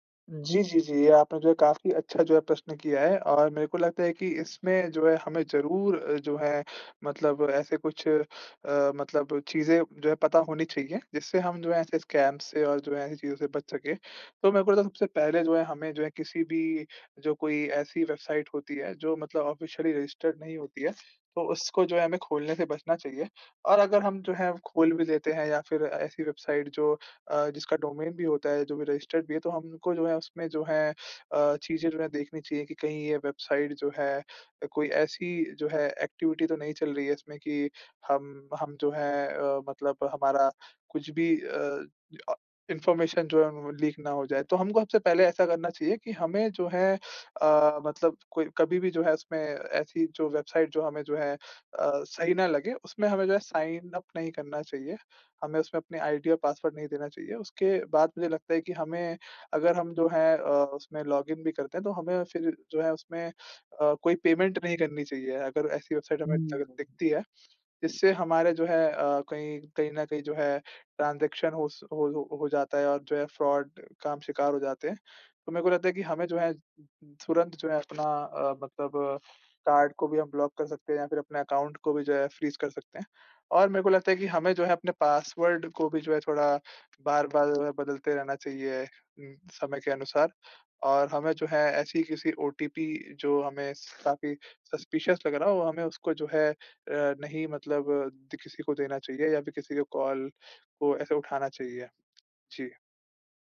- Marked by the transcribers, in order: in English: "स्कैम"; in English: "ऑफ़िशियली रज़िस्टर्ड"; in English: "डोमेन"; in English: "रज़िस्टर्ड"; in English: "एक्टिविटी"; in English: "इन्फ़ॉर्मेशन"; "सबसे" said as "हबसे"; in English: "साइन अप"; in English: "लॉगिन"; in English: "पेमेंट"; in English: "ट्रांज़ेक्शन"; in English: "फ्रॉड"; in English: "ब्लॉक"; in English: "अकाउंट"; in English: "फ्रीज"; other background noise; in English: "सस्पिशियस"
- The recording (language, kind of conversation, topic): Hindi, podcast, ऑनलाइन और सोशल मीडिया पर भरोसा कैसे परखा जाए?